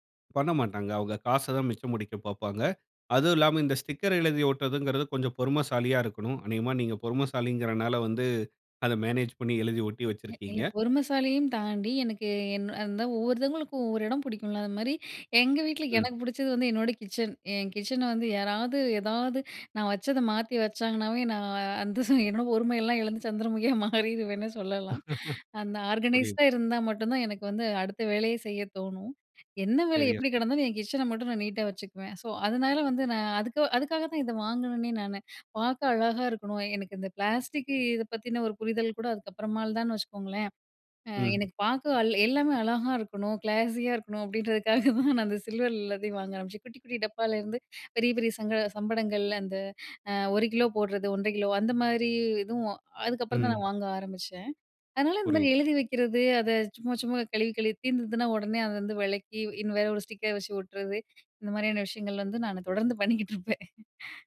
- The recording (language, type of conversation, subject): Tamil, podcast, பிளாஸ்டிக் பயன்படுத்துவதை குறைக்க தினமும் செய்யக்கூடிய எளிய மாற்றங்கள் என்னென்ன?
- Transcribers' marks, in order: unintelligible speech; inhale; inhale; chuckle; laughing while speaking: "பொறுமையெல்லாம் இழந்து சந்திரமுகியா மாறிடுவேன்னே சொல்லலாம்"; inhale; in English: "ஆர்கனைஸ்ட்டா"; chuckle; other noise; in English: "நீட்டா"; inhale; in English: "கிளாஸியா"; laughing while speaking: "அப்பிடின்றதுக்காகதான் நான் அந்த சில்வர்ல"; inhale; other background noise; laugh